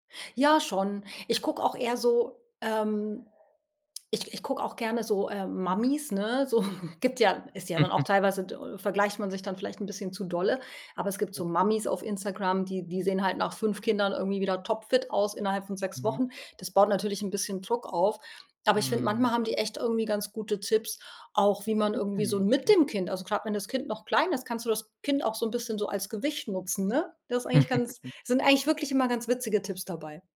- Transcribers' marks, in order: chuckle; chuckle; chuckle
- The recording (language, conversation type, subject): German, podcast, Wie baust du kleine Bewegungseinheiten in den Alltag ein?